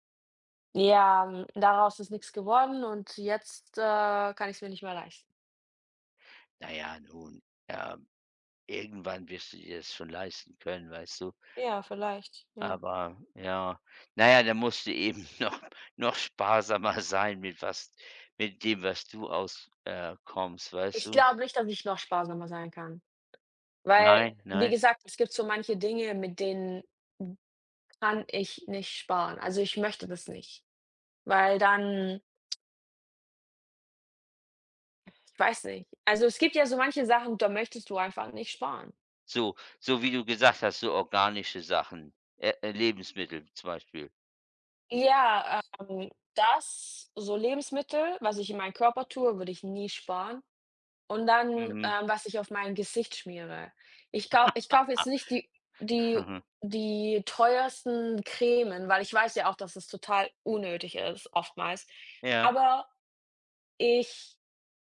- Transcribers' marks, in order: giggle; laughing while speaking: "sparsamer"; other background noise; laugh; chuckle; "Cremes" said as "Cremen"
- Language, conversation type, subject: German, unstructured, Wie entscheidest du, wofür du dein Geld ausgibst?